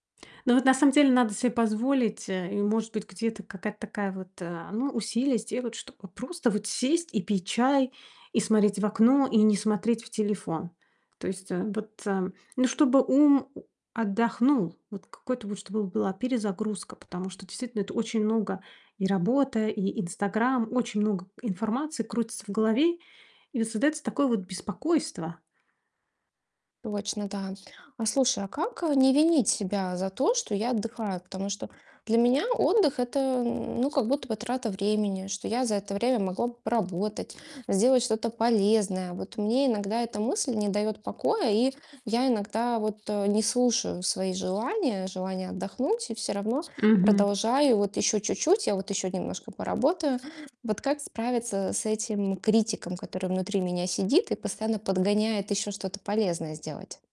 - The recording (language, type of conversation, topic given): Russian, advice, Как лучше распределять работу и отдых в течение дня?
- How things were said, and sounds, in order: other noise; other background noise; distorted speech